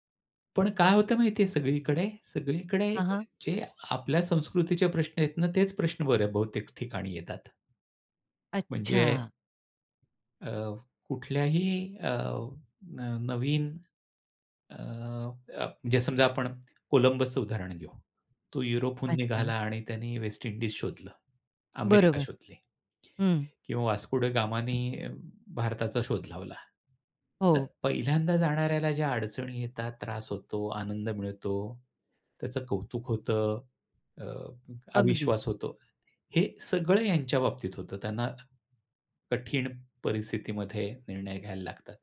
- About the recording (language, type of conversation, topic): Marathi, podcast, कोणत्या प्रकारचे चित्रपट किंवा मालिका पाहिल्यावर तुम्हाला असा अनुभव येतो की तुम्ही अक्खं जग विसरून जाता?
- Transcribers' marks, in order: other noise; tapping